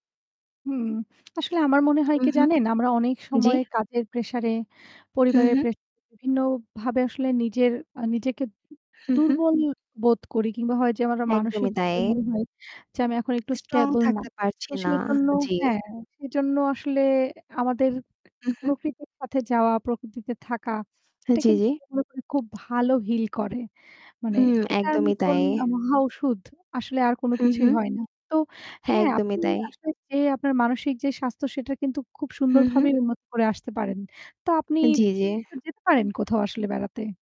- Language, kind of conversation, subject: Bengali, unstructured, কেন অনেক মানুষ মানসিক সমস্যাকে দুর্বলতার লক্ষণ বলে মনে করে?
- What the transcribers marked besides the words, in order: static; other background noise; other noise; tapping; distorted speech; unintelligible speech; mechanical hum